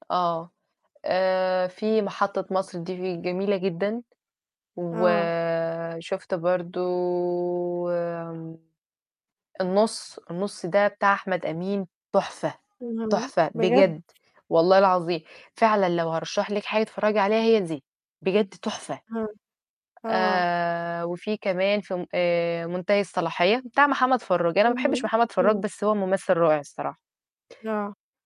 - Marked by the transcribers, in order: none
- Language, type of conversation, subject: Arabic, unstructured, إيه أحسن فيلم اتفرجت عليه قريب وليه عجبك؟